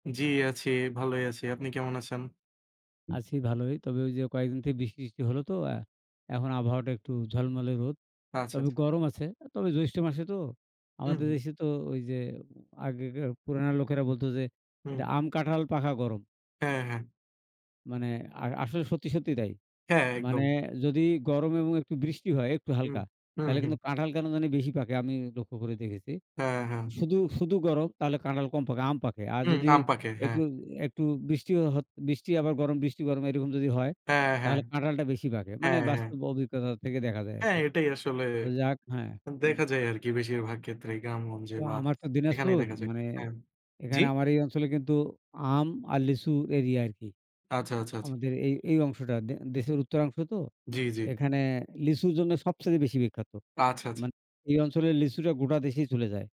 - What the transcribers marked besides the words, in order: horn
- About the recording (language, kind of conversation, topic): Bengali, unstructured, প্রযুক্তি আপনার জীবনে কীভাবে পরিবর্তন এনেছে?